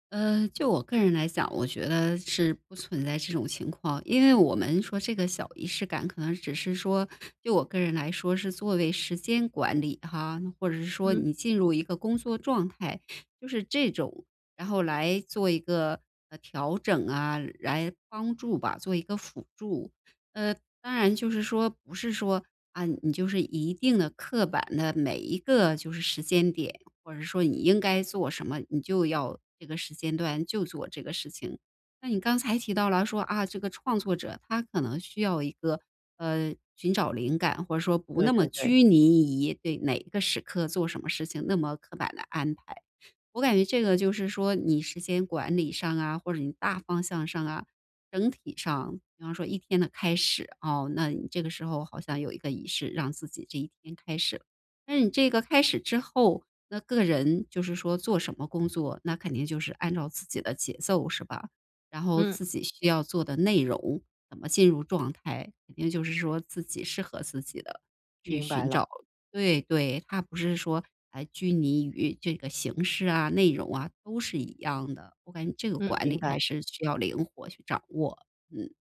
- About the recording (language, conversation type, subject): Chinese, podcast, 有哪些日常小仪式能帮你进入状态？
- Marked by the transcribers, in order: none